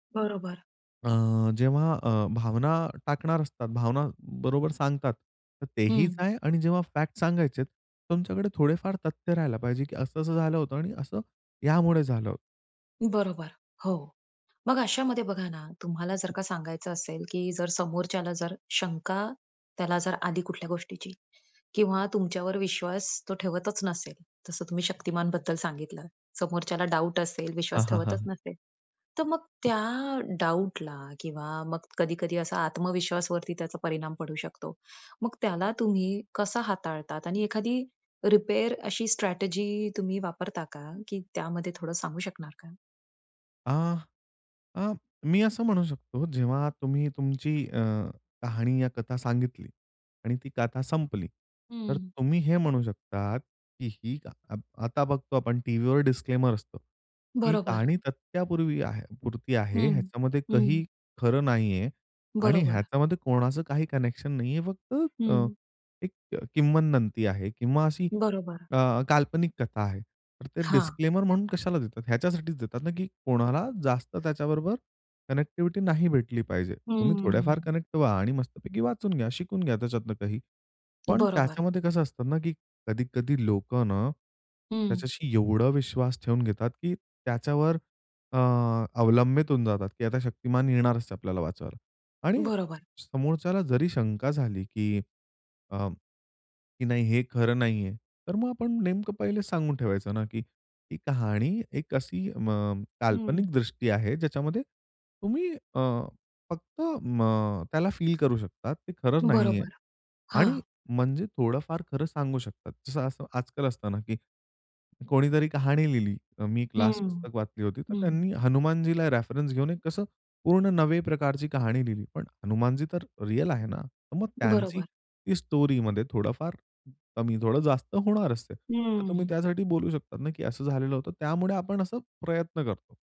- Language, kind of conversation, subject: Marathi, podcast, कथा सांगताना समोरच्या व्यक्तीचा विश्वास कसा जिंकतोस?
- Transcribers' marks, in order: in English: "फॅक्ट"; other background noise; in English: "डाऊट"; in English: "डाऊटला"; "कथा" said as "काथा"; in English: "डिस्क्लेमर"; in English: "कनेक्शन"; in Sanskrit: "किम्वदंती"; in English: "डिस्क्लेमर"; in English: "कनेक्टिव्हिटी"; in English: "कनेक्ट"; in English: "रेफरन्स"; in English: "स्टोरीमध्ये"